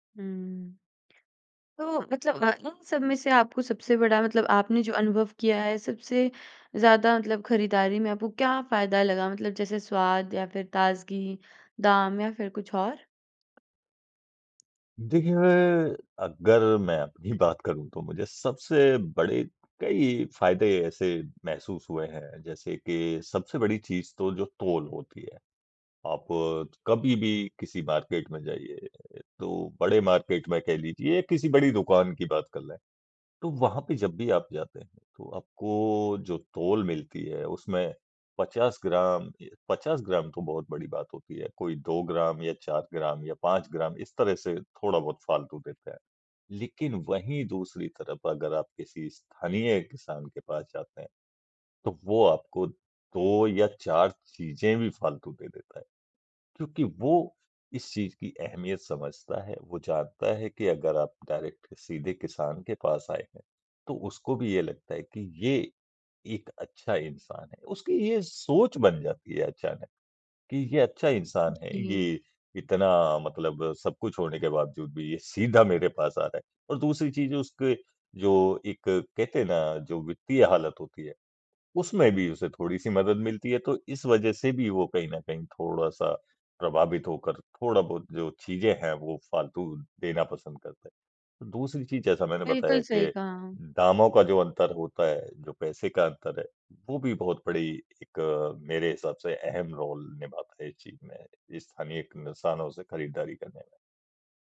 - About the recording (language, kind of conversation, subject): Hindi, podcast, स्थानीय किसान से सीधे खरीदने के क्या फायदे आपको दिखे हैं?
- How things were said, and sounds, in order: in English: "मार्केट"; in English: "मार्केट"; in English: "डायरेक्ट"; tapping; in English: "रोल"